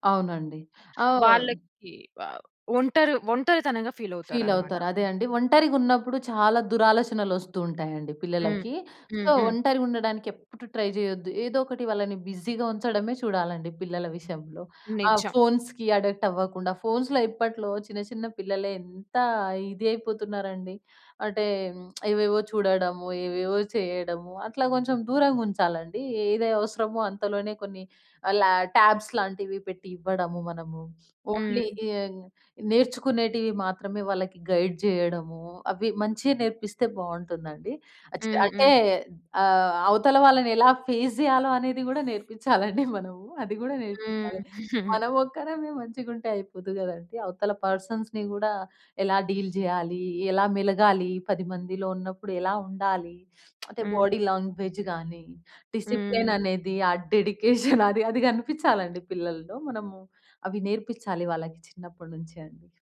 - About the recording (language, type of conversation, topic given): Telugu, podcast, పిల్లలతో సృజనాత్మక ఆటల ఆలోచనలు ఏవైనా చెప్పగలరా?
- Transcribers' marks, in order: in English: "సో"; in English: "ట్రై"; in English: "బిజీగా"; lip smack; in English: "ట్యాబ్స్"; in English: "ఓన్లీ"; in English: "గైడ్"; other background noise; in English: "ఫేస్"; laughing while speaking: "నేర్పిచ్చాలండి మనము. అది గూడా నేర్పియ్యాలి. మనమొక్కరమే మంచిగుంటే అయిపోదు గదండీ"; chuckle; in English: "పర్సన్స్‌ని"; in English: "డీల్"; tapping; in English: "బాడీ లాంగ్వేజ్"; in English: "డిసిప్లేన్"; laughing while speaking: "డెడికేషన్ అది అది గనిపిచ్చాలండి పిల్లల్లో"; in English: "డెడికేషన్"